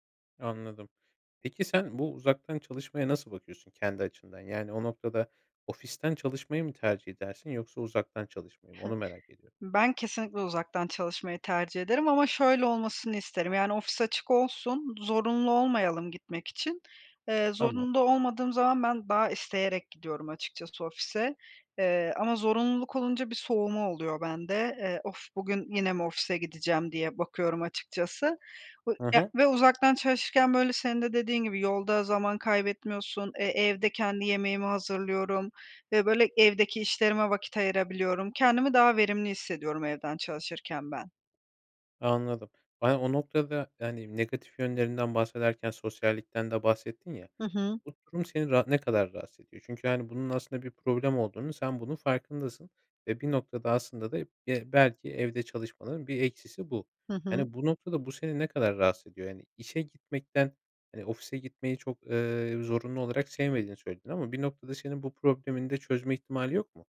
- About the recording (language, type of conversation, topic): Turkish, podcast, Uzaktan çalışma kültürü işleri nasıl değiştiriyor?
- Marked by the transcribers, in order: other noise